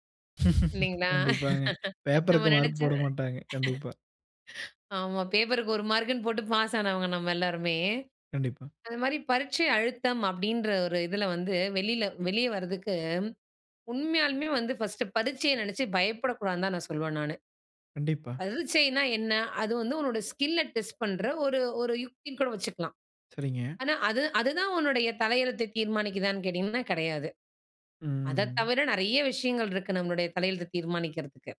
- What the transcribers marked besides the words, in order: chuckle; other background noise; in English: "ஸ்கில்ல டெஸ்ட்"
- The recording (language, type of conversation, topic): Tamil, podcast, பரீட்சை அழுத்தத்தை நீங்கள் எப்படிச் சமாளிக்கிறீர்கள்?